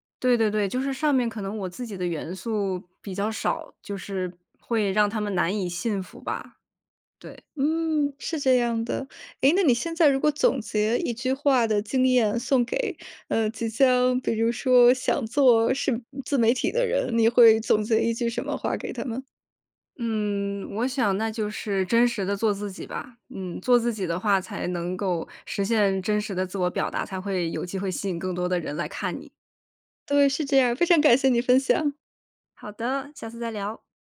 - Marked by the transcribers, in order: other background noise; joyful: "非常感谢你分享"; joyful: "好的！下次再聊"
- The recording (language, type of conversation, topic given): Chinese, podcast, 你怎么让观众对作品产生共鸣?